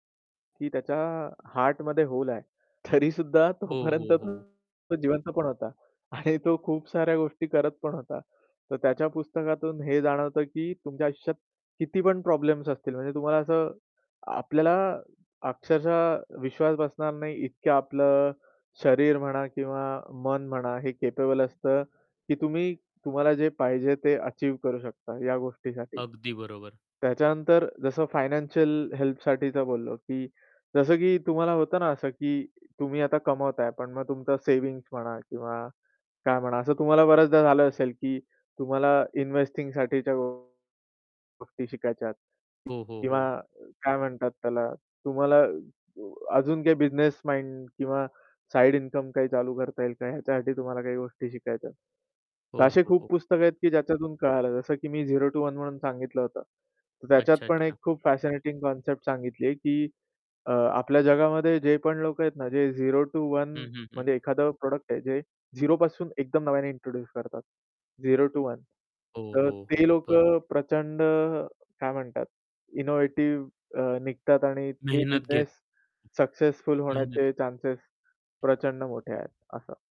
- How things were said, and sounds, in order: static; other background noise; in English: "होल"; laughing while speaking: "तरीसुद्धा तोपर्यंत"; distorted speech; in English: "कॅपेबल"; in English: "फायनान्शियल"; tapping; in English: "फॅशनेटिंग"; in English: "इनोव्हेटिव्ह"
- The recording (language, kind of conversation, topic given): Marathi, podcast, तुम्ही वाचनाची सवय कशी वाढवली आणि त्यासाठी काही सोप्या टिप्स सांगाल का?